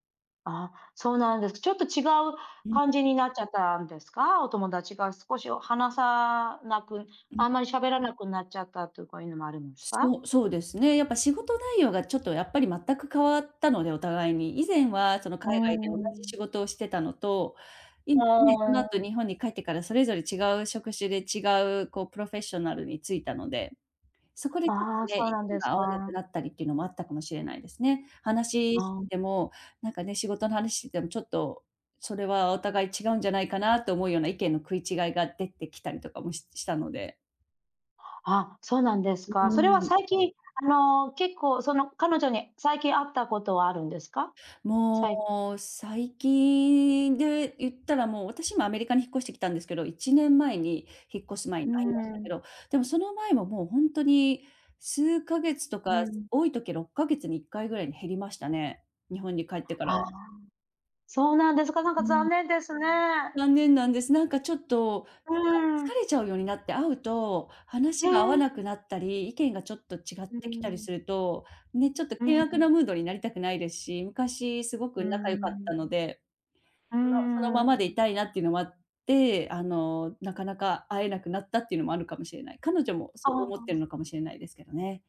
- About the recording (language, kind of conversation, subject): Japanese, advice, 友人関係が変わって新しい交友関係を作る必要があると感じるのはなぜですか？
- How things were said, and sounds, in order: unintelligible speech; other background noise